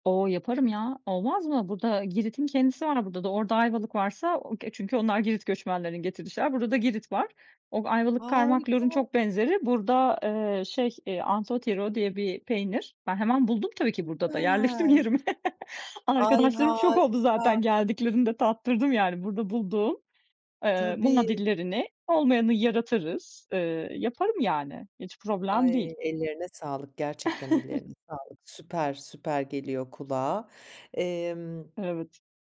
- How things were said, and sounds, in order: in Greek: "anthotyro"; laughing while speaking: "Arkadaşlarım şok oldu zaten geldiklerinde tattırdım, yani, burada bulduğum"; chuckle
- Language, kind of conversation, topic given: Turkish, podcast, Bir yemeği arkadaşlarla paylaşırken en çok neyi önemsersin?